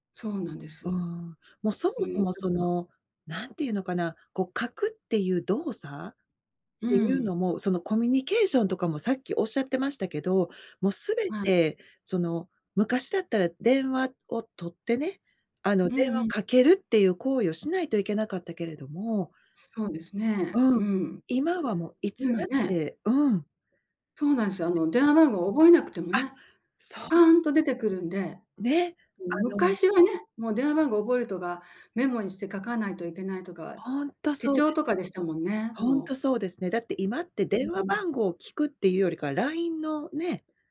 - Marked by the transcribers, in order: other background noise
- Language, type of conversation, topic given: Japanese, podcast, 普段のスマホはどんなふうに使っていますか？